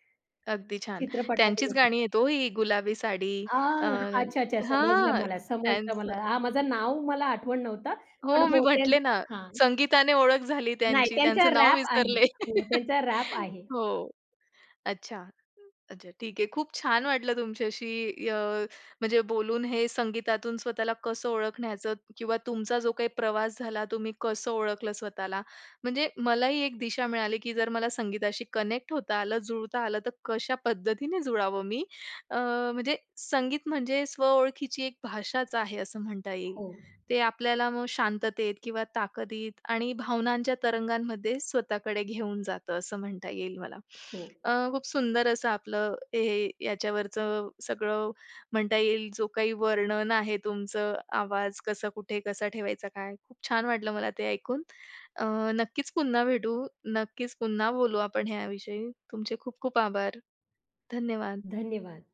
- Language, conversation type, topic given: Marathi, podcast, संगीताच्या माध्यमातून तुम्हाला स्वतःची ओळख कशी सापडते?
- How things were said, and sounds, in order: other background noise; chuckle; in English: "रॅप"; in English: "रॅप"; in English: "कनेक्ट"